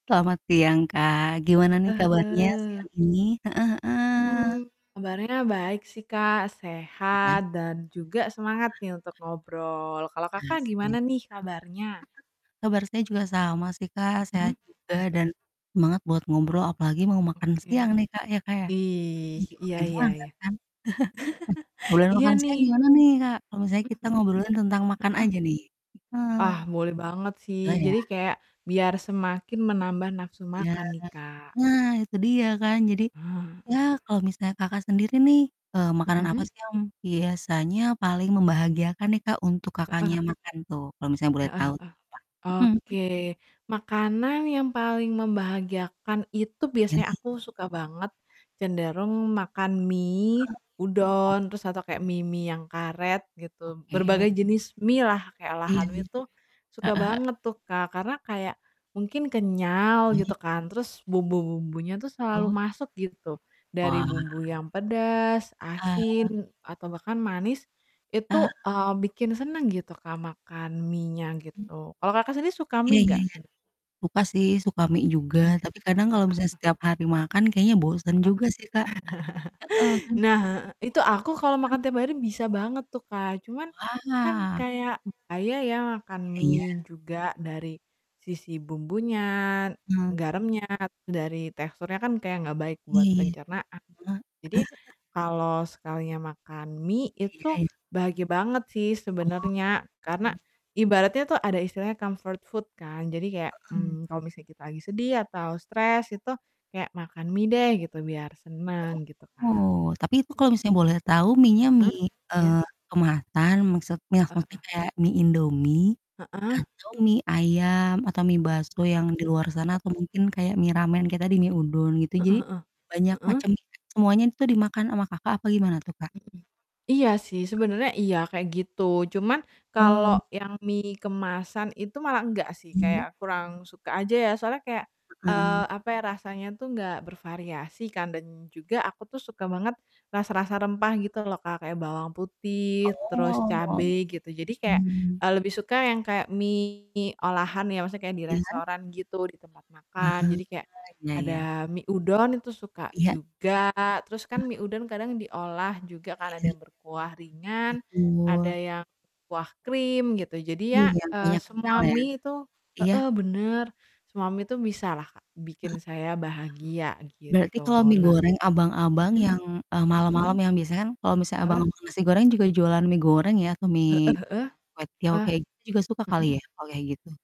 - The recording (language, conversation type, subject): Indonesian, unstructured, Makanan apa yang paling membuat kamu bahagia saat memakannya?
- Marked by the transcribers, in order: distorted speech; static; other background noise; chuckle; snort; tapping; unintelligible speech; chuckle; chuckle; in English: "comfort food"; unintelligible speech